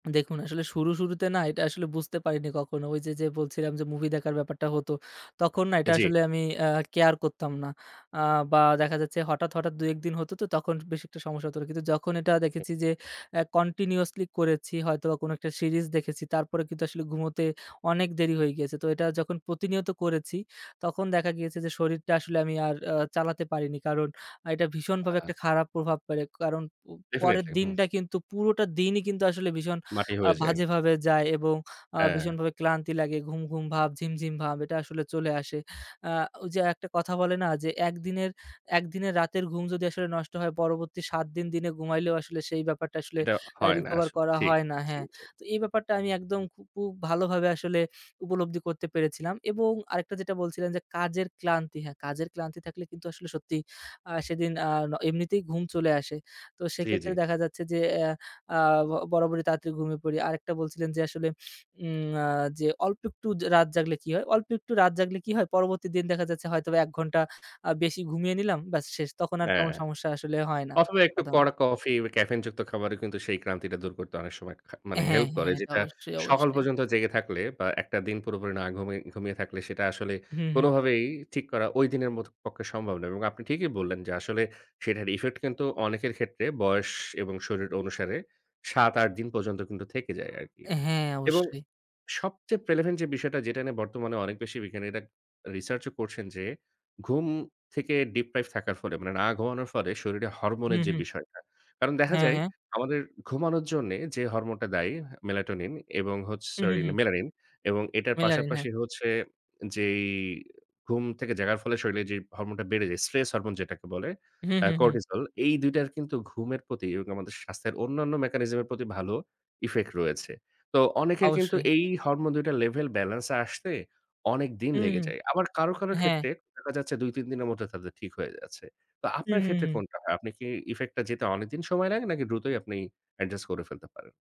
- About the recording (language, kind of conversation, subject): Bengali, podcast, তুমি কীভাবে নিজের ঘুমের সিগন্যাল পড়ে নাও?
- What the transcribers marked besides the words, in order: in English: "প্রেলেভেন্ট"; in English: "ডিপ্রাইভড"; in English: "মেকানিজম"